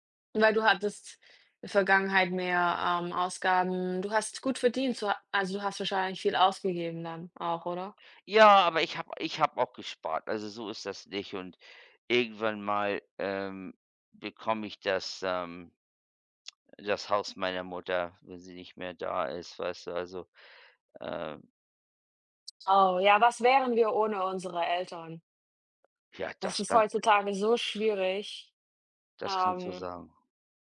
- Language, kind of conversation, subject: German, unstructured, Wie entscheidest du, wofür du dein Geld ausgibst?
- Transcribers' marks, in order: other background noise